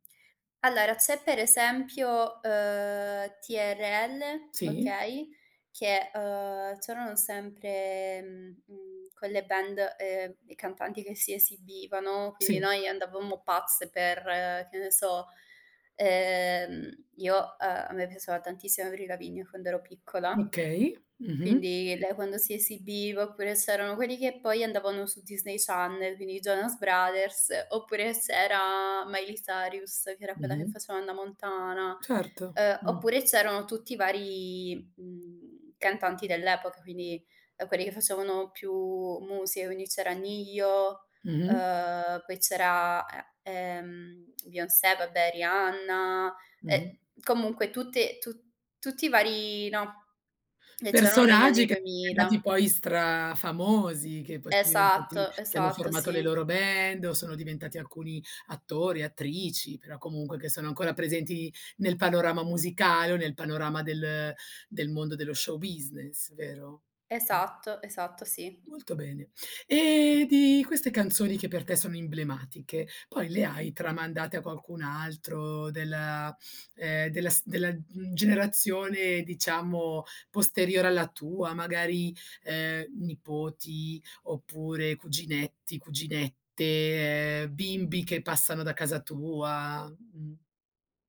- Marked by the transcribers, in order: "Cyrus" said as "sarius"; in English: "show business"; "emblematiche" said as "imblematiche"
- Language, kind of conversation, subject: Italian, podcast, Quale canzone ti riporta subito all’infanzia?